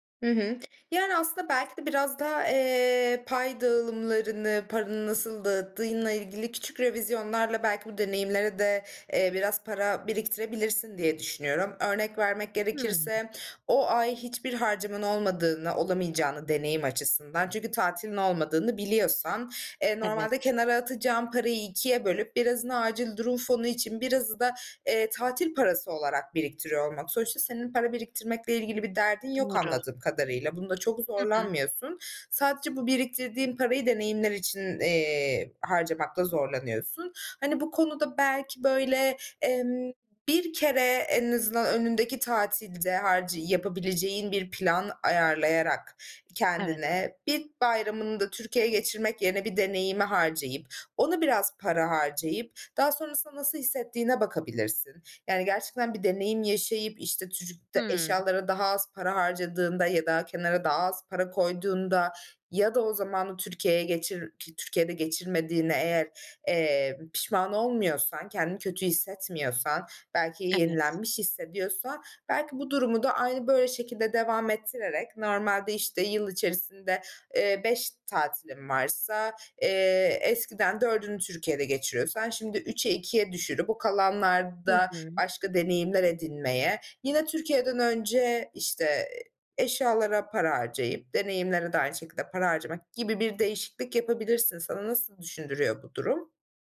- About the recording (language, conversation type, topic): Turkish, advice, Deneyimler ve eşyalar arasında bütçemi nasıl paylaştırmalıyım?
- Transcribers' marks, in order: other background noise